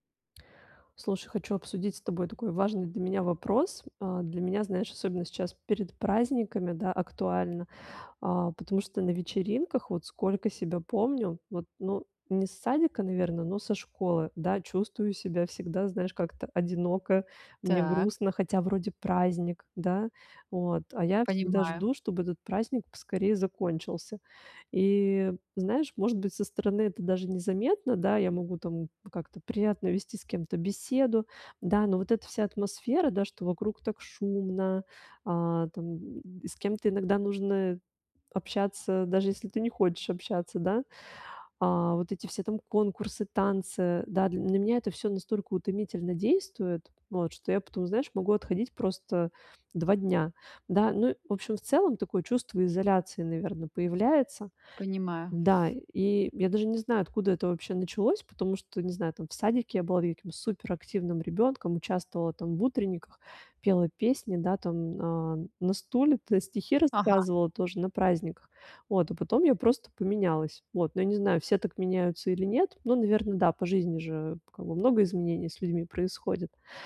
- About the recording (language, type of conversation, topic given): Russian, advice, Как справиться с чувством одиночества и изоляции на мероприятиях?
- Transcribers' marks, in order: tapping